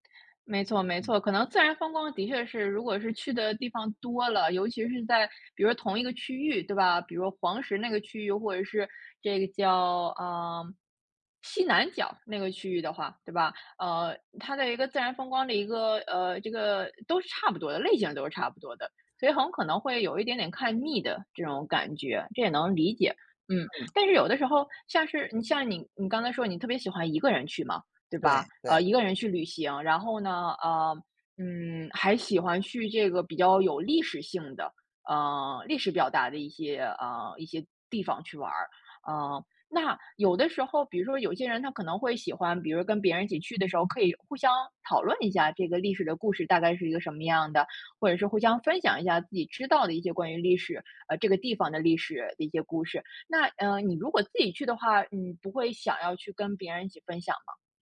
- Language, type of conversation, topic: Chinese, podcast, 你最喜欢的独自旅行目的地是哪里？为什么？
- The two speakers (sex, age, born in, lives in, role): female, 35-39, China, United States, host; male, 45-49, China, United States, guest
- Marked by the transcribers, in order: tapping